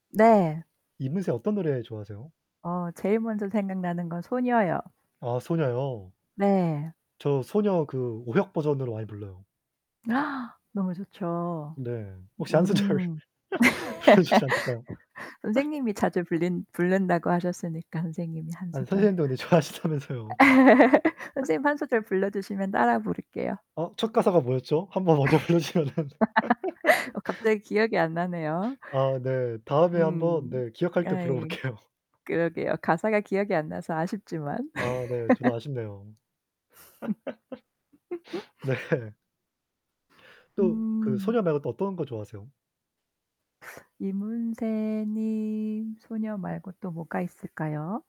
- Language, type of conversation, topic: Korean, unstructured, 어떤 음악을 들으면 가장 기분이 좋아지나요?
- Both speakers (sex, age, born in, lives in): female, 35-39, South Korea, Germany; male, 20-24, South Korea, South Korea
- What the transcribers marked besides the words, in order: static; tapping; gasp; laugh; laughing while speaking: "한 소절 불러 주시면 안 될까요?"; laugh; laughing while speaking: "근데 좋아하신다면서요"; laugh; other background noise; laugh; laughing while speaking: "한번 먼저 불러 주시면은"; laugh; laughing while speaking: "불러 볼게요"; laugh; laughing while speaking: "네"